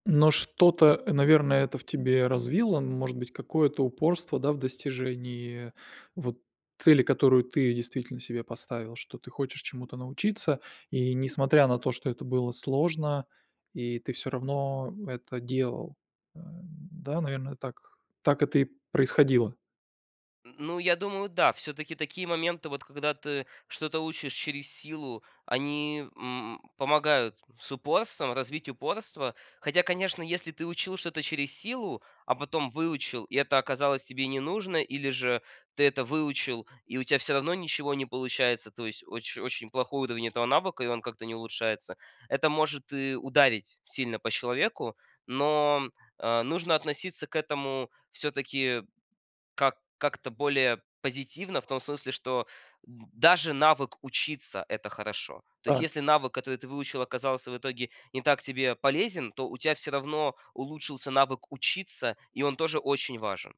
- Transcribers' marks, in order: tapping
- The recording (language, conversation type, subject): Russian, podcast, Как научиться учиться тому, что совсем не хочется?